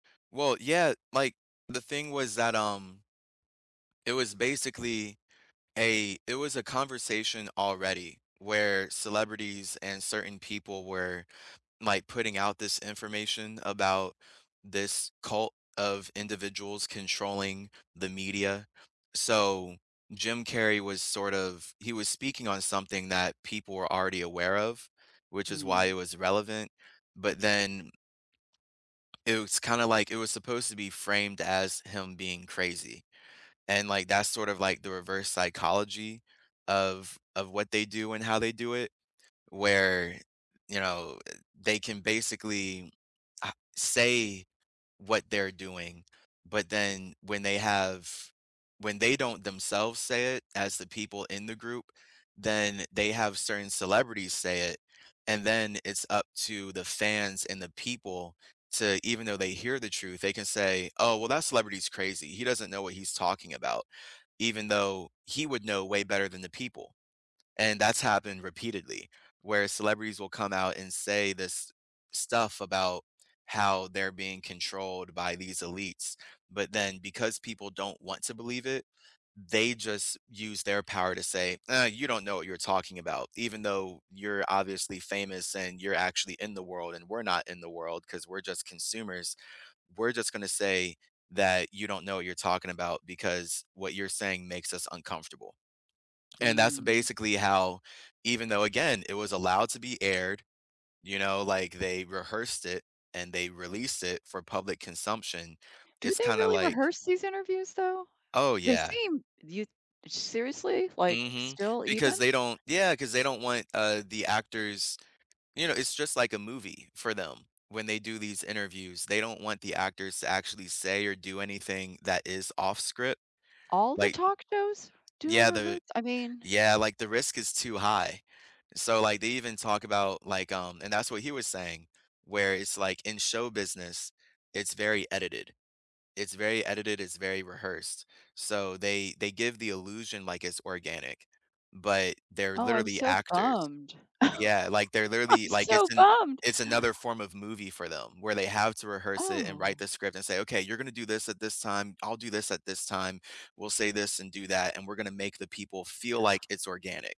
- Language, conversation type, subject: English, unstructured, Which celebrity interview changed how you see them, and why did it stay with you?
- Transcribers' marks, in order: tapping; anticipating: "All the talk shows"; laugh; laughing while speaking: "I'm so bummed"